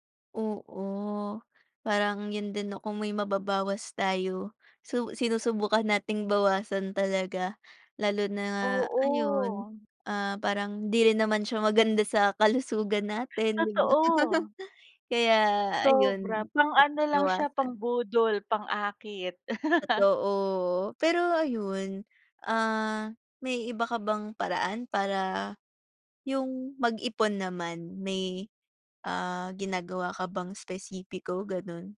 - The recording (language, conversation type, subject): Filipino, unstructured, Ano ang palagay mo tungkol sa pagtitipid?
- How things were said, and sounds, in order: laugh; laugh